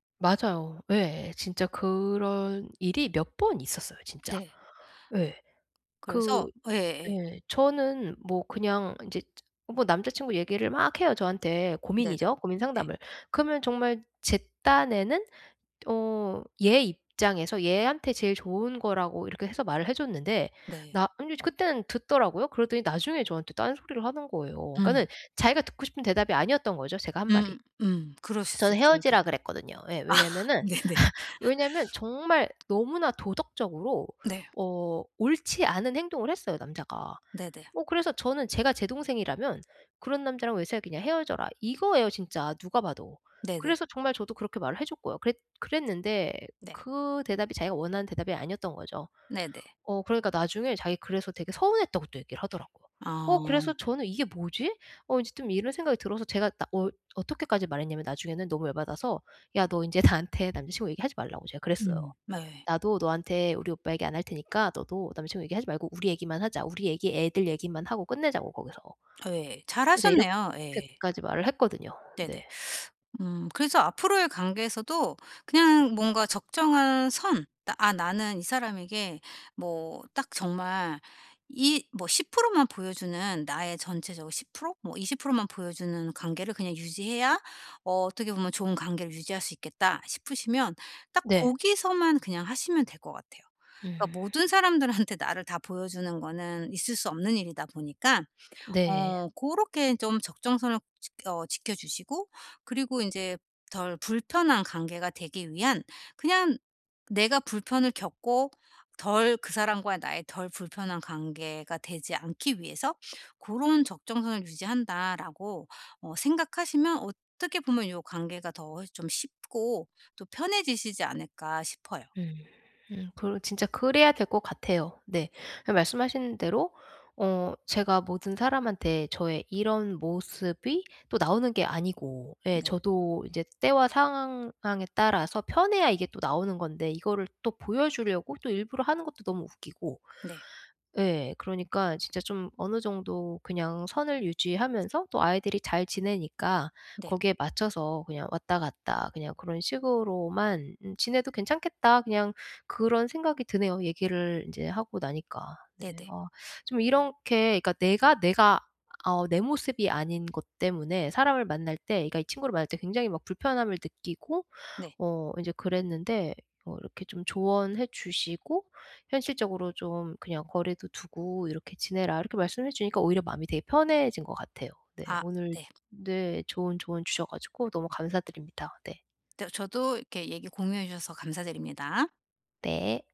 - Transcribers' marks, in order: other background noise; tapping; laugh; laughing while speaking: "아 네네"; laugh; laughing while speaking: "나한테"; teeth sucking; "이렇게" said as "이렁케"
- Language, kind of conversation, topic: Korean, advice, 진정성을 잃지 않으면서 나를 잘 표현하려면 어떻게 해야 할까요?